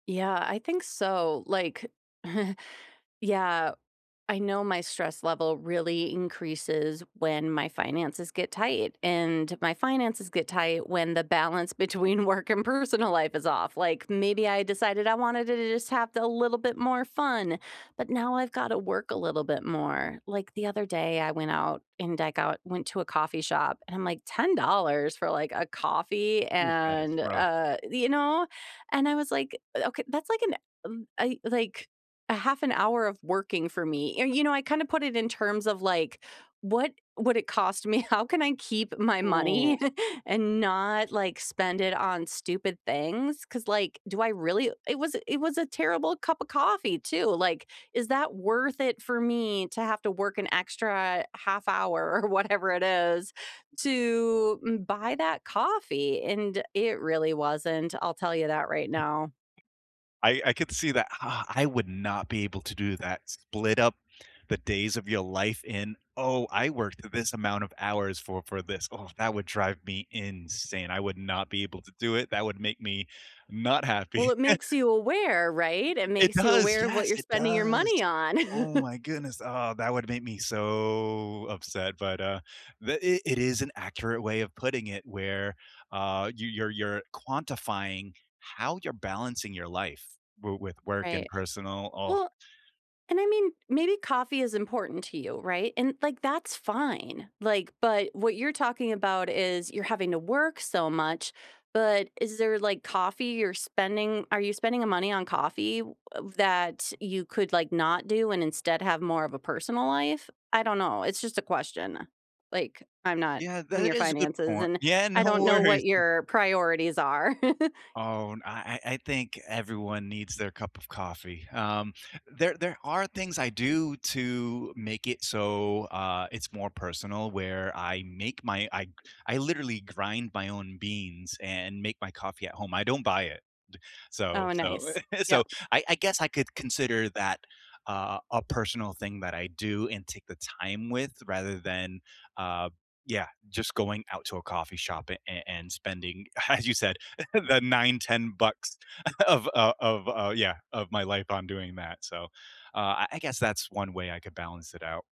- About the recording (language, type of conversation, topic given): English, unstructured, How do you balance work and personal life?
- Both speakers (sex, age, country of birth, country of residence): female, 45-49, United States, United States; male, 35-39, United States, United States
- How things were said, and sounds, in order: chuckle; laughing while speaking: "between work"; laughing while speaking: "how"; laughing while speaking: "money"; chuckle; laughing while speaking: "whatever"; other background noise; tapping; chuckle; drawn out: "does"; chuckle; drawn out: "so"; laughing while speaking: "worries"; chuckle; chuckle; chuckle